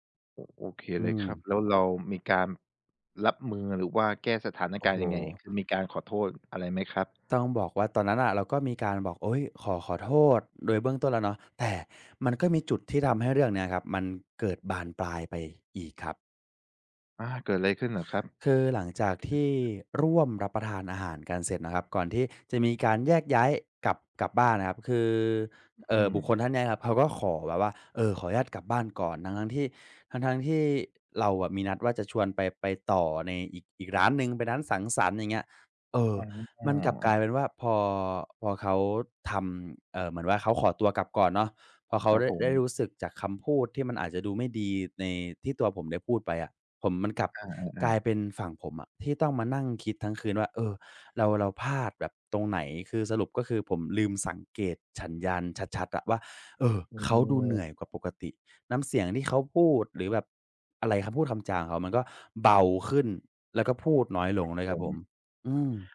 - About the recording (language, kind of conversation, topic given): Thai, podcast, เคยโดนเข้าใจผิดจากการหยอกล้อไหม เล่าให้ฟังหน่อย
- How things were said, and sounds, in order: other background noise